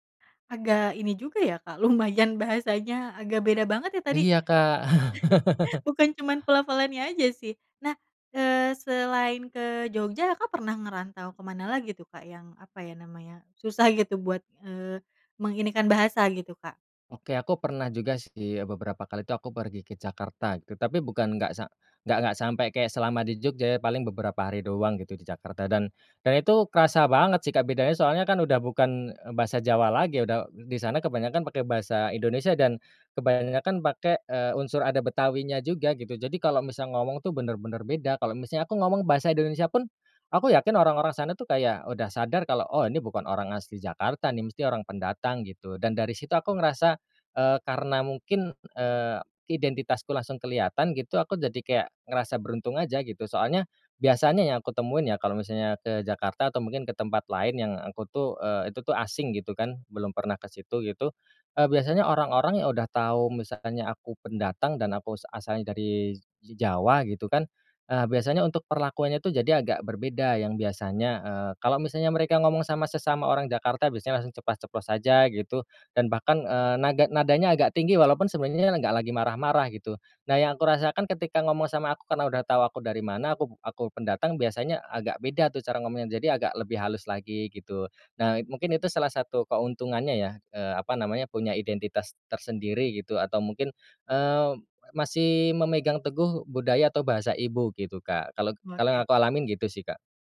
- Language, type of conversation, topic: Indonesian, podcast, Bagaimana bahasa ibu memengaruhi rasa identitasmu saat kamu tinggal jauh dari kampung halaman?
- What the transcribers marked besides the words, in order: laughing while speaking: "lumayan"; chuckle; laugh